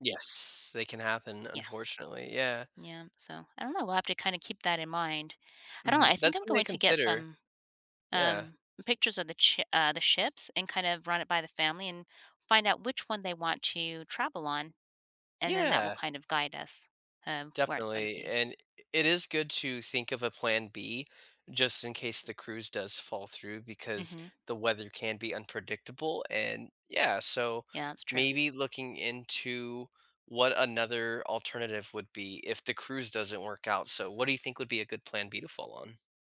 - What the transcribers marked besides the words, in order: none
- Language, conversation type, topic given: English, advice, How can I balance work and personal life?
- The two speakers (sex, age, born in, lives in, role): female, 50-54, United States, United States, user; male, 35-39, United States, United States, advisor